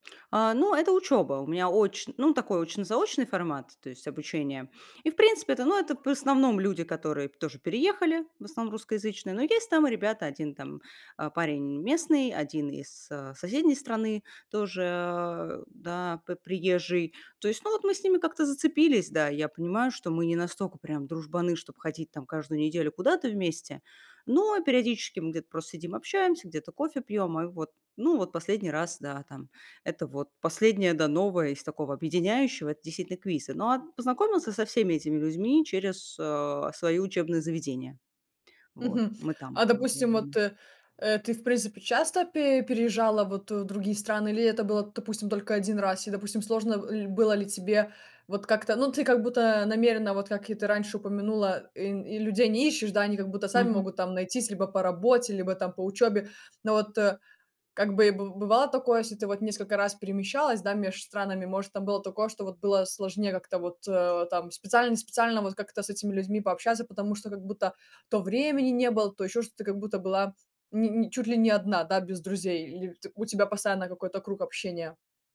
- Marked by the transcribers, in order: none
- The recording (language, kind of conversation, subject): Russian, podcast, Как вы заводите друзей в новом городе или на новом месте работы?